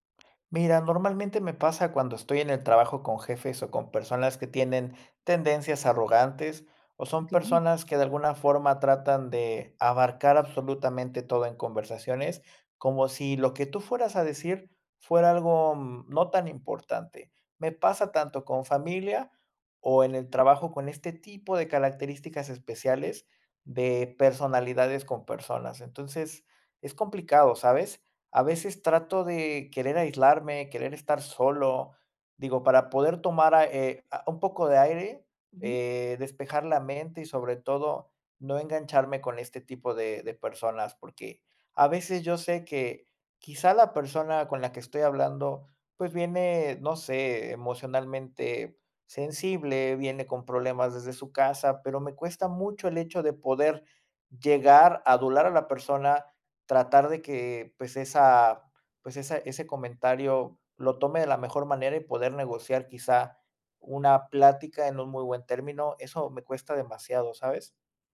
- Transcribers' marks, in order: none
- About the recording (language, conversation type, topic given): Spanish, advice, ¿Cómo puedo dejar de aislarme socialmente después de un conflicto?